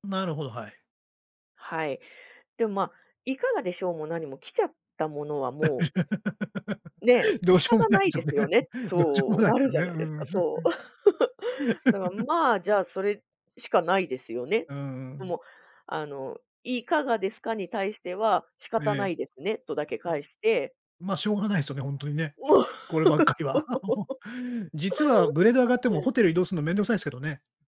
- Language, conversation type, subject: Japanese, podcast, ホテルの予約が消えていたとき、どう対応しましたか？
- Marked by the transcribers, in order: laugh; laughing while speaking: "どうしようもないですよね。どうしようもないですよね"; chuckle; laugh; laugh; laughing while speaking: "そう"; chuckle